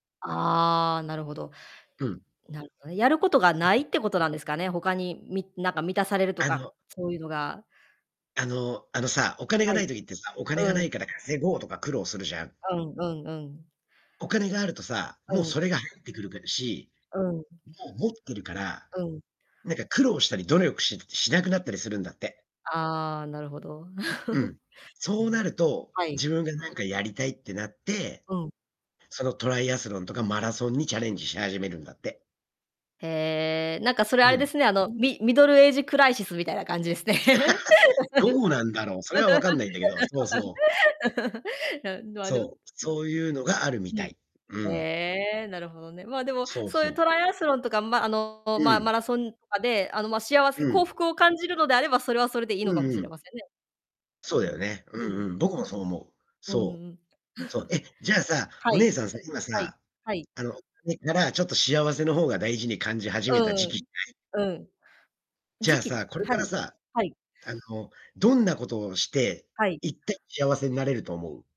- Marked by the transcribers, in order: distorted speech; chuckle; other background noise; chuckle; laugh; laughing while speaking: "ですね"; laugh; chuckle
- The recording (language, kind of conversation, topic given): Japanese, unstructured, お金と幸せ、どちらがより大切だと思いますか？